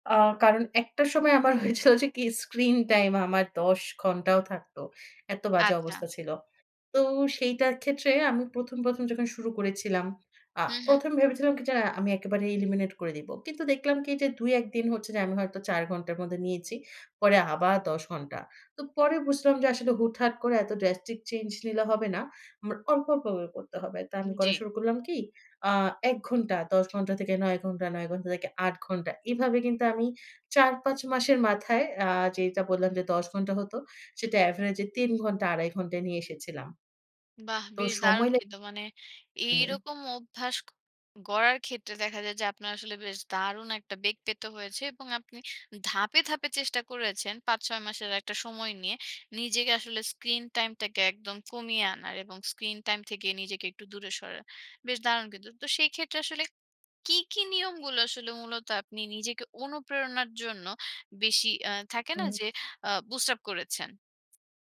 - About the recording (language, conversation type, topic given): Bengali, podcast, তুমি কীভাবে ডিজিটাল বিরতি নাও?
- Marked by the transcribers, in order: scoff; other background noise; in English: "এলিমিনেট"; in English: "ড্রাস্টিক চেঞ্জ"; in English: "এভারেজ"; in English: "বুস্ট আপ"